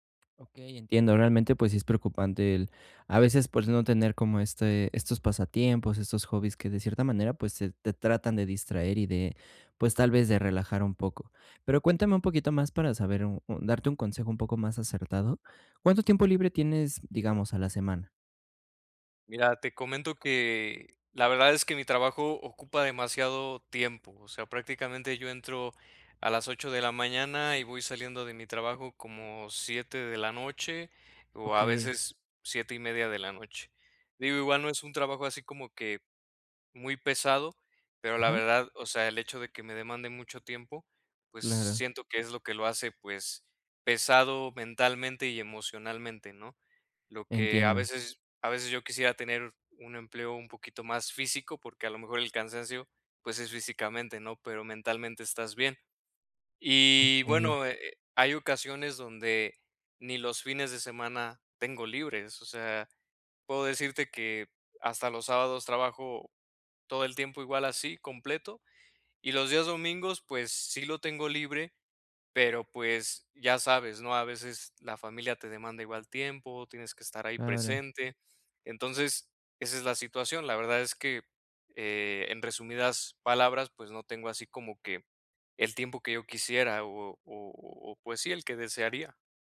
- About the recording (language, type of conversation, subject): Spanish, advice, ¿Cómo puedo encontrar tiempo cada semana para mis pasatiempos?
- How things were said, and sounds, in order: tapping